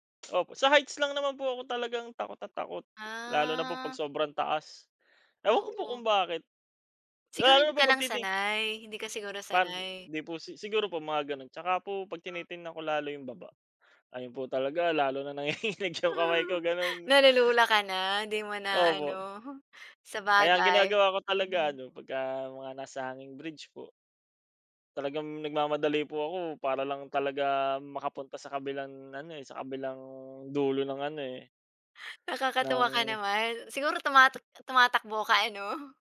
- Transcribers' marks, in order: other background noise; drawn out: "Ah"; laughing while speaking: "nanginginig"; chuckle
- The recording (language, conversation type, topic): Filipino, unstructured, Ano ang nararamdaman mo kapag pinipilit kang sumama sa pakikipagsapalarang ayaw mo?